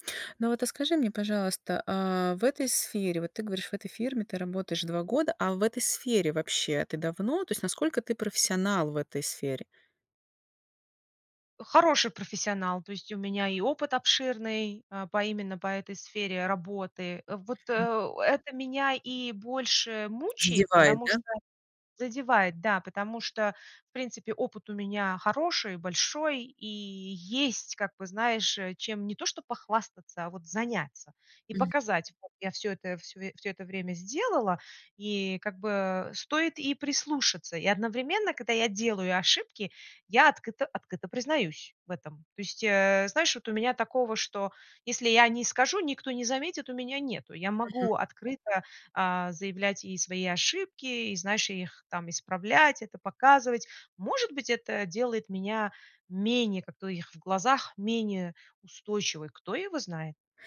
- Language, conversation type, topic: Russian, advice, Как спокойно и конструктивно дать обратную связь коллеге, не вызывая конфликта?
- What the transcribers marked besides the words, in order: other background noise; tapping